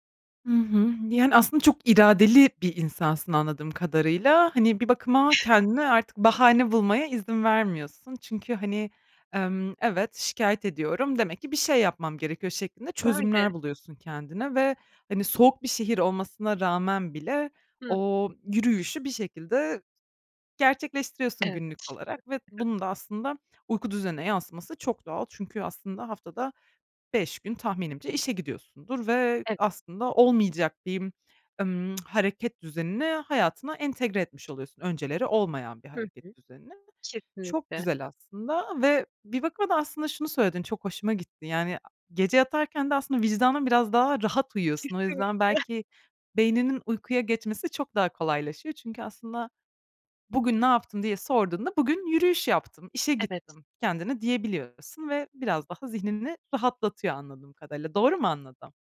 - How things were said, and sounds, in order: other background noise; tapping; unintelligible speech; tsk; other noise
- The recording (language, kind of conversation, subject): Turkish, podcast, Uyku düzenini iyileştirmek için neler yapıyorsunuz, tavsiye verebilir misiniz?